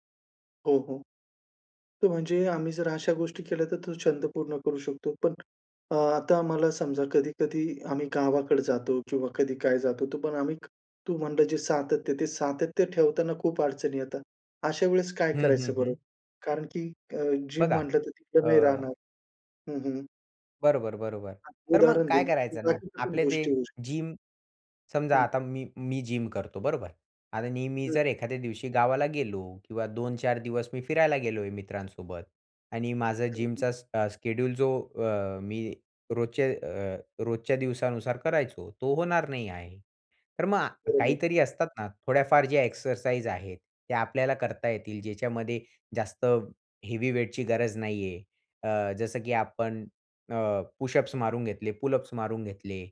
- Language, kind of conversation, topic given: Marathi, podcast, एखादा नवीन छंद सुरू कसा करावा?
- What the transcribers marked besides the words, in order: other noise; in English: "जिम"; dog barking; in English: "जिम"; in English: "जिम"; in English: "जिमचा"; in English: "हेवी वेट"; in English: "पुशअप्स"; in English: "पुलअप्स"